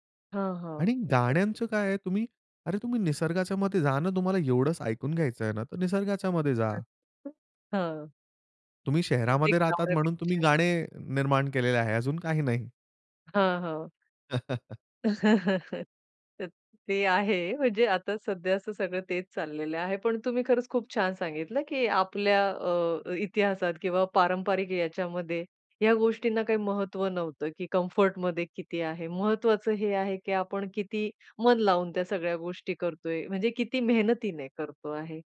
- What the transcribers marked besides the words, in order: other background noise; unintelligible speech; chuckle
- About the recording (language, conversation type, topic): Marathi, podcast, ध्यान करताना लक्ष विचलित झाल्यास काय कराल?